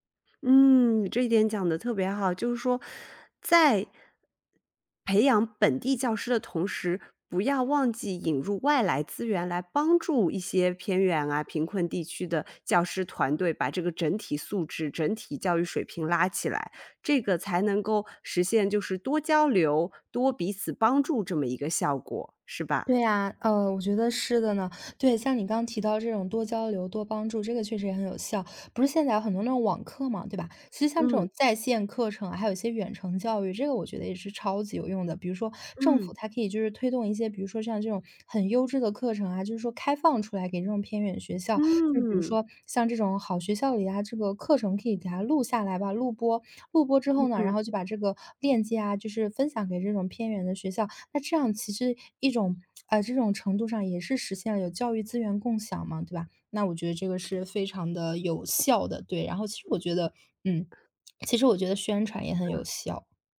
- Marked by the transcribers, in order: other background noise
- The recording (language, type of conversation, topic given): Chinese, podcast, 学校应该如何应对教育资源不均的问题？